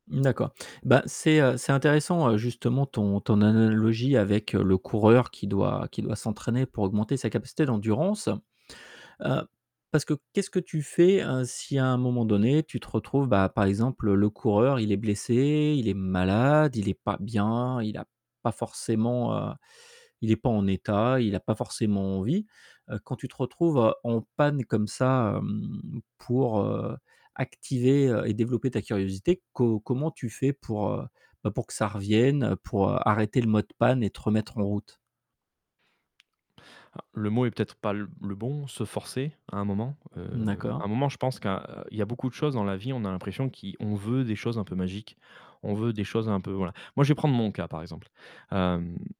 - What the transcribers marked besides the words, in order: static
- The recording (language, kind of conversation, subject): French, podcast, Qu'est-ce qui t'aide à rester curieux au quotidien ?